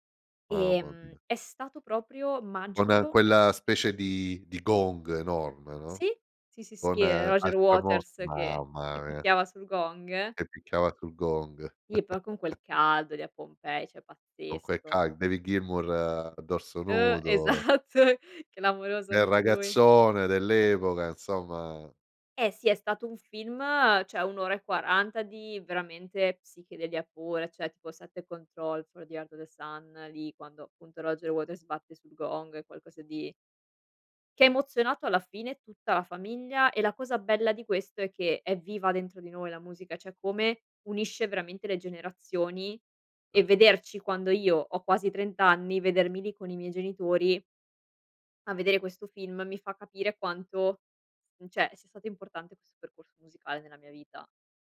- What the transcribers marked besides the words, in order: chuckle; laughing while speaking: "Esatto"; "insomma" said as "nzomma"; "cioè" said as "ceh"
- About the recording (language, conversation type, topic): Italian, podcast, Che ruolo ha la musica nella tua vita quotidiana?